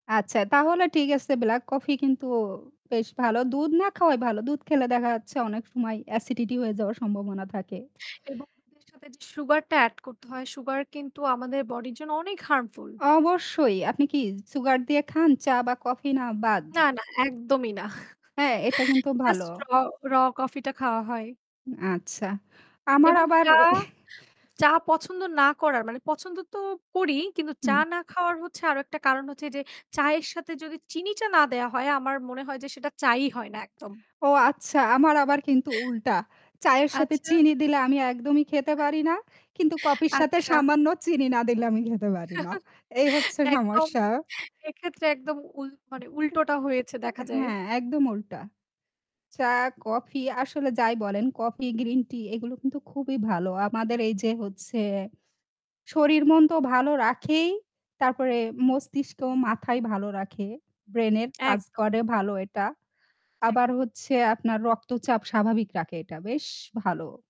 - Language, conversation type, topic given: Bengali, unstructured, আপনি চা নাকি কফি বেশি পছন্দ করেন, এবং কেন?
- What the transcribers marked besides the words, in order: static; in English: "harmful"; chuckle; chuckle; chuckle; laughing while speaking: "আচ্ছা"; chuckle; laughing while speaking: "একদম এক্ষেত্রে একদম"; tapping